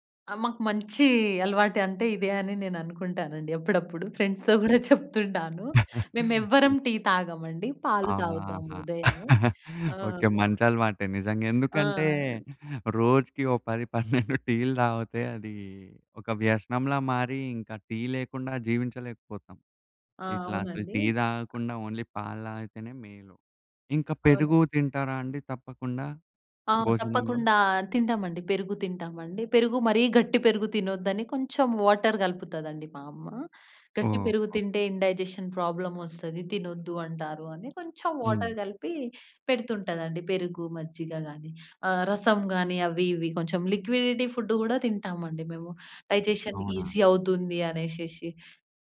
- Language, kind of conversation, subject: Telugu, podcast, మీ ఇంట్లో భోజనం ముందు చేసే చిన్న ఆచారాలు ఏవైనా ఉన్నాయా?
- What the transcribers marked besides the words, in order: other noise; giggle; in English: "ఫ్రెండ్స్‌తో"; giggle; in English: "ఓన్లి"; tapping; in English: "వాటర్"; in English: "ఇండైజెషన్"; in English: "వాటర్"; in English: "లిక్విడిటీ ఫుడ్"; in English: "డైజెషన్ ఈజీ"